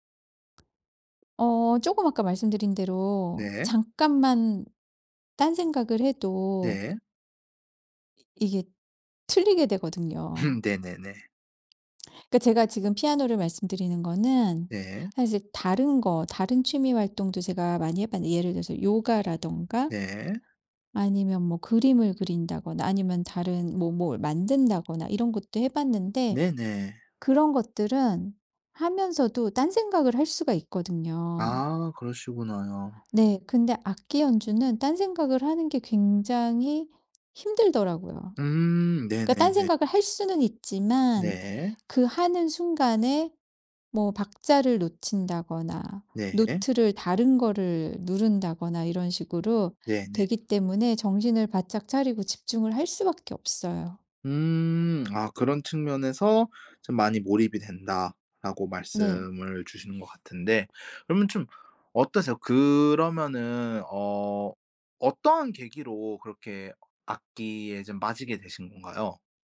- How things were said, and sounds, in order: other background noise; laughing while speaking: "음"
- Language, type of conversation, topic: Korean, podcast, 어떤 활동을 할 때 완전히 몰입하시나요?